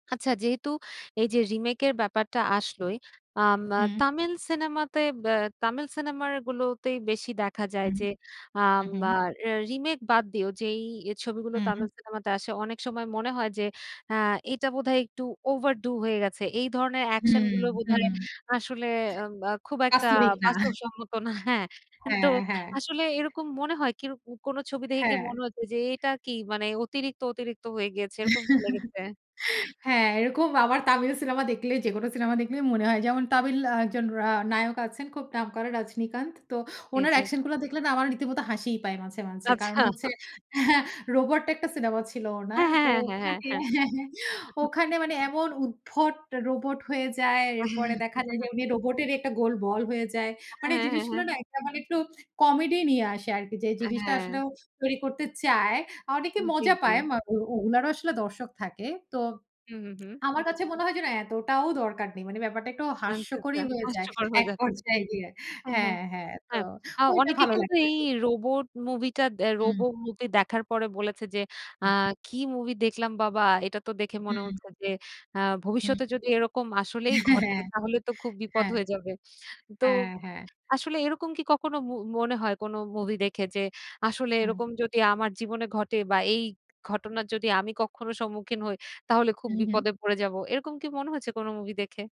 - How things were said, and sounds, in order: laugh
- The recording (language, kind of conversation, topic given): Bengali, podcast, রিমেক দেখে তুমি সাধারণত কী অনুভব করো?